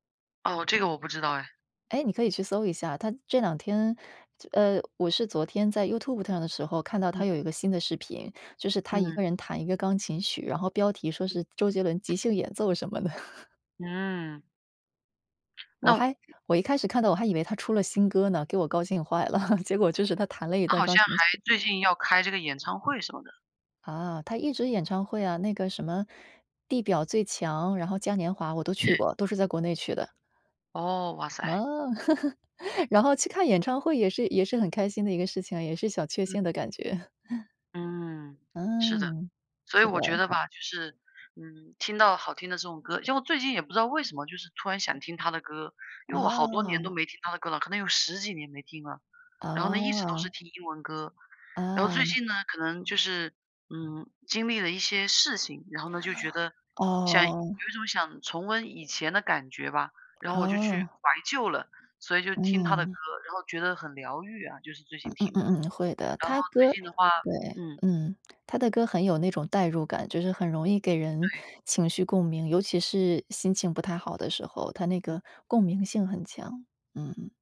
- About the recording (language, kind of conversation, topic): Chinese, unstructured, 你怎么看待生活中的小确幸？
- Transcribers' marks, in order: other background noise; chuckle; laugh; chuckle; laugh; chuckle